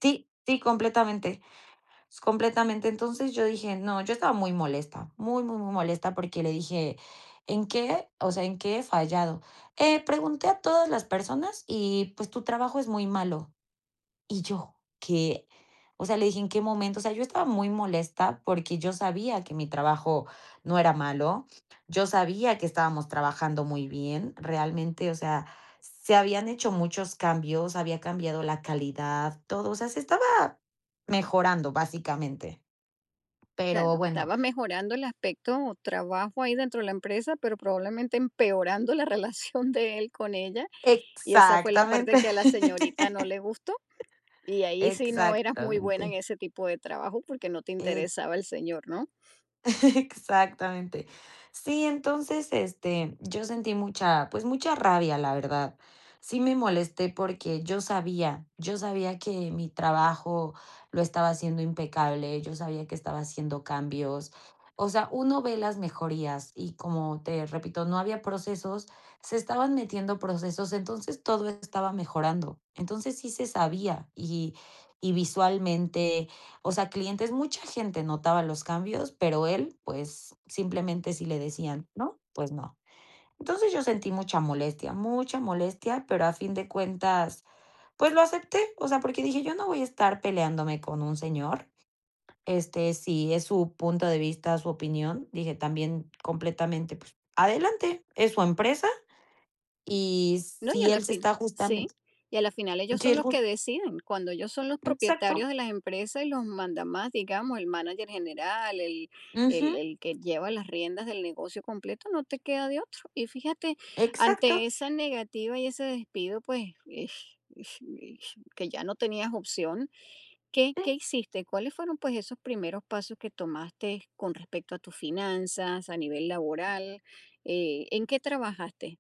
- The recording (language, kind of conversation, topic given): Spanish, podcast, ¿Cómo afrontaste un despido y qué hiciste después?
- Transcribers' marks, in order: tapping; laughing while speaking: "relación"; laugh; other noise; laugh; other background noise